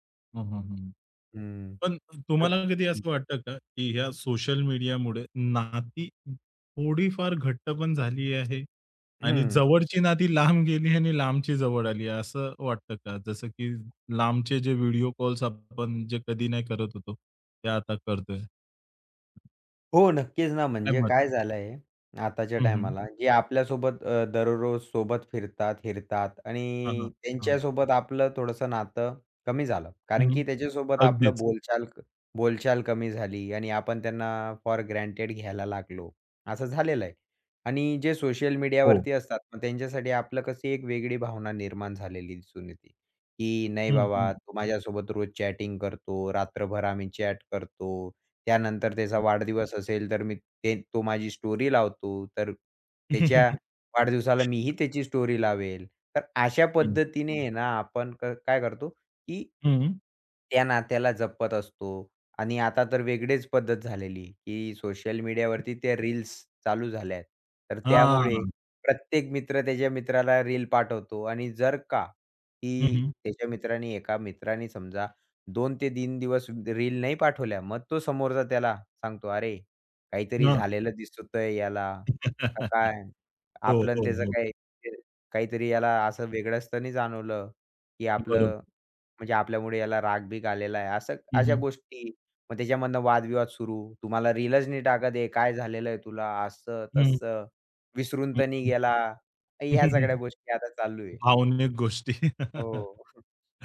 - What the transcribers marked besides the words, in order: tapping; other background noise; in Hindi: "क्या बात है"; in English: "चॅटिंग"; in English: "चॅट"; in English: "स्टोरी"; chuckle; in English: "स्टोरी"; chuckle; chuckle; chuckle
- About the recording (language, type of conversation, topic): Marathi, podcast, सोशल मीडियावरून नाती कशी जपता?